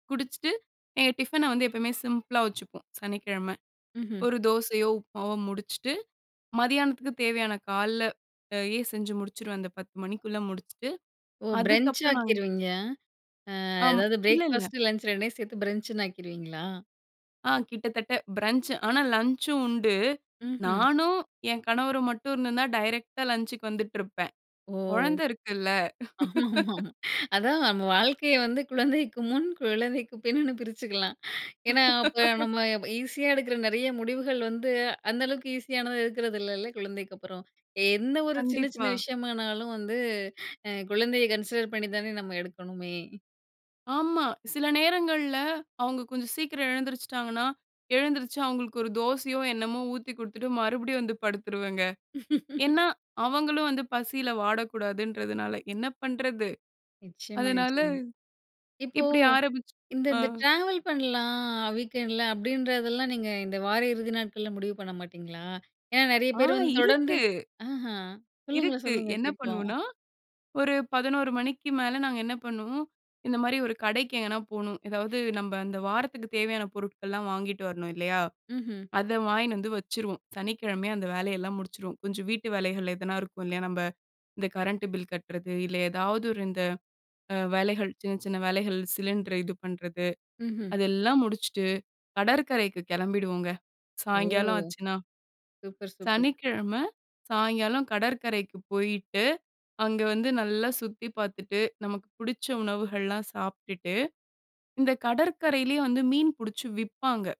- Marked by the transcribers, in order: in English: "பிரன்ச்"; in English: "பிரன்ச்ன்னு"; in English: "பிரஞ்ச்"; laughing while speaking: "ஆமா, ஆமா, ஆமாம்"; laugh; laugh; in English: "கன்சிடர்"; laugh; other noise
- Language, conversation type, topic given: Tamil, podcast, வாரம் முடிவில் நீங்கள் செய்யும் ஓய்வு வழக்கம் என்ன?